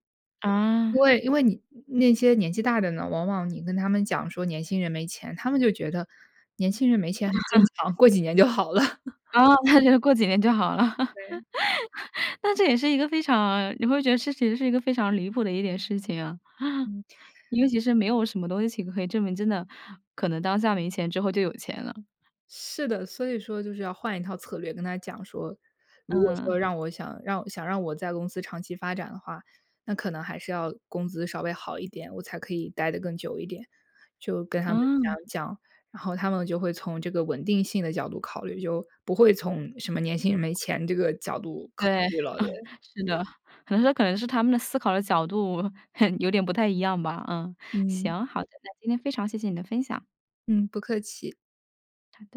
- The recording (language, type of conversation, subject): Chinese, podcast, 你是怎么争取加薪或更好的薪酬待遇的？
- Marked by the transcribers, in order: other background noise; tapping; laugh; laughing while speaking: "过几年就好了"; laugh; laughing while speaking: "哦，那就过几年就好了"; laugh; chuckle; chuckle; laughing while speaking: "嗯"